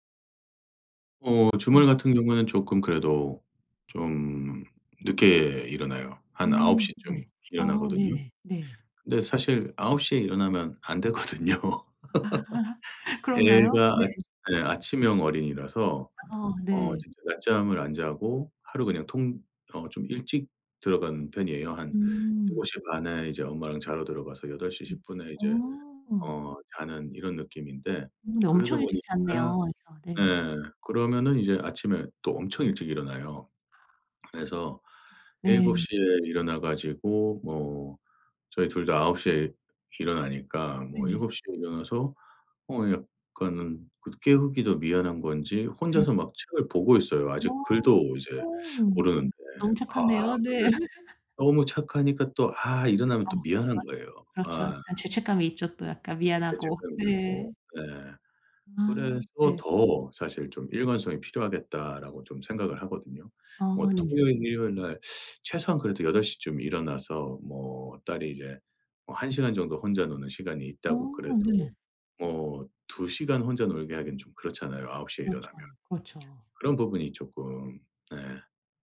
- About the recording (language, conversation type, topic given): Korean, advice, 취침 시간과 기상 시간을 더 규칙적으로 유지하려면 어떻게 해야 할까요?
- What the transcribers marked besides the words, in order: laughing while speaking: "되거든요"; laugh; tapping; other background noise; laugh